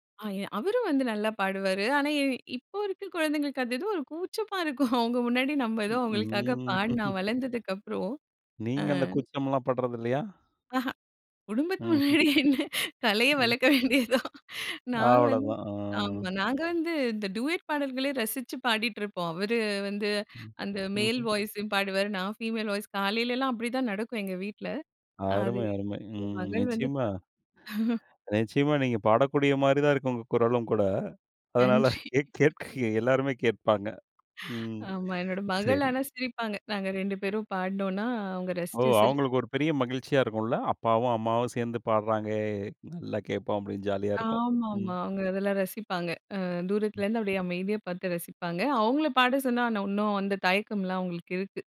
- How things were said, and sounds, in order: laughing while speaking: "அவங்க முன்னாடி, நம்ம ஏதோ அவங்களுக்காக பாடி நான் வளர்ந்ததுக்கப்புறம்"; drawn out: "ம்"; laugh; other noise; laughing while speaking: "குடும்பத்துக்கு முன்னாடி என்ன கலைய வளர்க்க வேண்டியது தான்"; in English: "டூயட்"; in English: "மேல் வாய்ஸ்சு"; in English: "ஃபீமேல் வாய்ஸ்"; chuckle; laughing while speaking: "கேட் கேட்க எல்லாருமே கேட்பாங்க"; laughing while speaking: "ஆமா, என்னோட மகள் ஆனா, சிரிப்பாங்க"
- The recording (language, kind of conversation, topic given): Tamil, podcast, குழந்தை பருவத்திலிருந்து உங்கள் மனதில் நிலைத்திருக்கும் பாடல் எது?